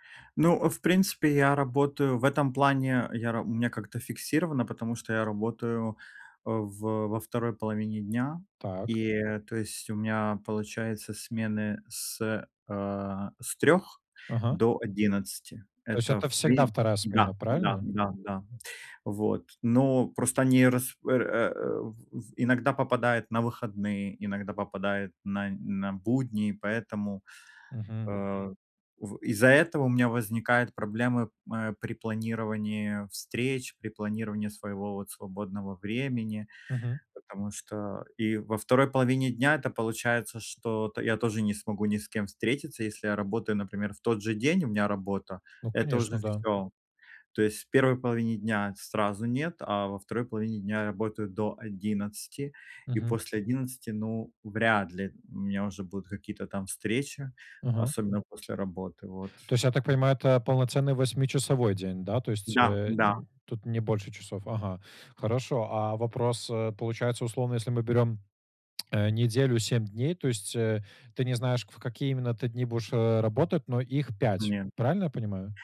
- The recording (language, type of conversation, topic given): Russian, advice, Как лучше распределять работу и личное время в течение дня?
- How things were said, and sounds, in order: none